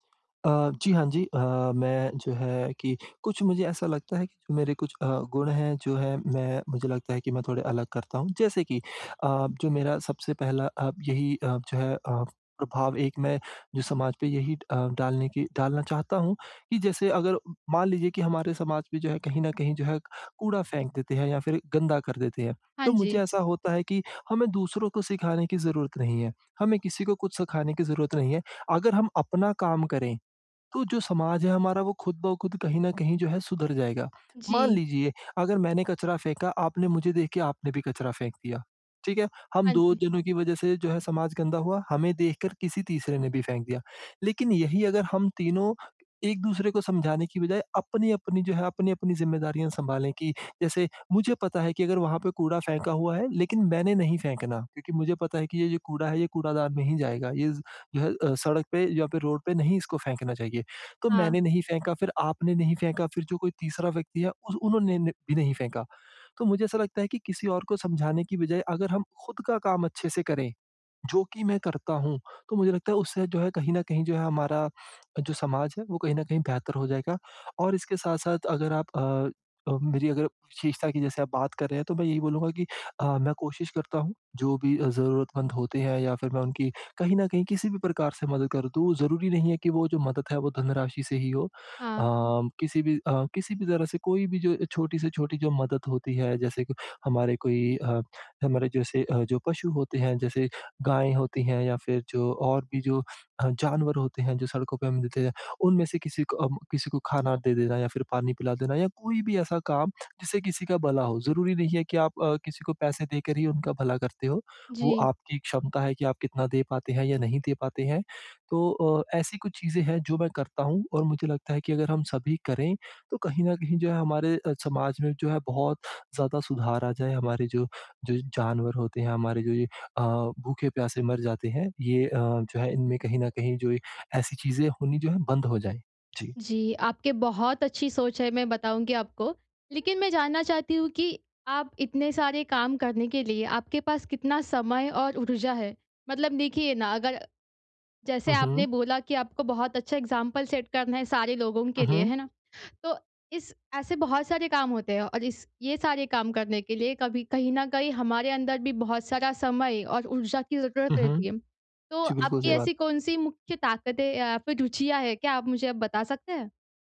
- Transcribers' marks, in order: in English: "एग्ज़ाम्पल सेट"
- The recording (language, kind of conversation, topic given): Hindi, advice, मैं अपने जीवन से दूसरों पर सार्थक और टिकाऊ प्रभाव कैसे छोड़ सकता/सकती हूँ?
- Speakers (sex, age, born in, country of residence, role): female, 20-24, India, India, advisor; male, 25-29, India, India, user